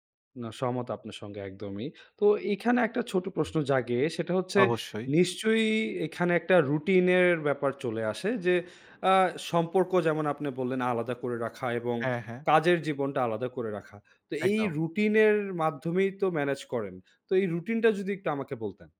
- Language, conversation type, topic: Bengali, podcast, ব্যস্ত জীবনেও সম্পর্ক টিকিয়ে রাখার উপায় কী?
- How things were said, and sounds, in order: tapping